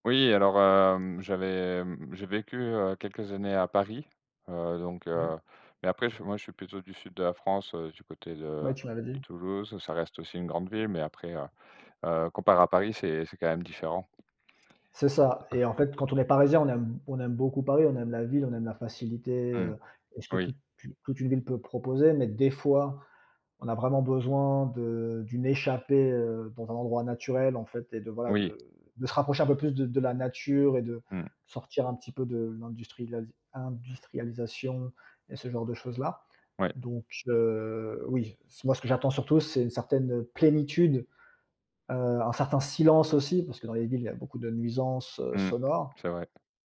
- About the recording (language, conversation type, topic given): French, unstructured, As-tu un endroit dans la nature que tu aimes visiter souvent ?
- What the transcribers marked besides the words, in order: other noise; tapping; stressed: "plénitude"